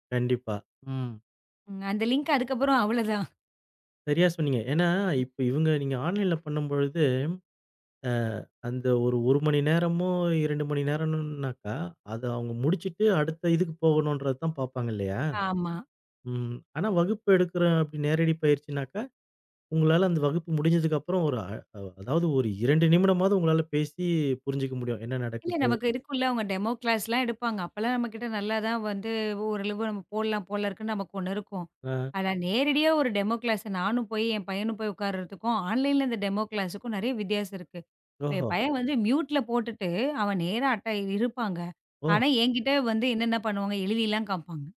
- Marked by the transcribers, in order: in English: "லிங்க்"; other noise; in English: "ஆன்லைன்ல"; in English: "டெமோ கிளாஸ்லாம்"; in English: "டெமோ கிளாஸ்"; in English: "ஆன்லைன்ல"; in English: "டெமோ கிளாஸ்க்கும்"; in English: "மியூட்ல"
- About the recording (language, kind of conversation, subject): Tamil, podcast, நீங்கள் இணைய வழிப் பாடங்களையா அல்லது நேரடி வகுப்புகளையா அதிகம் விரும்புகிறீர்கள்?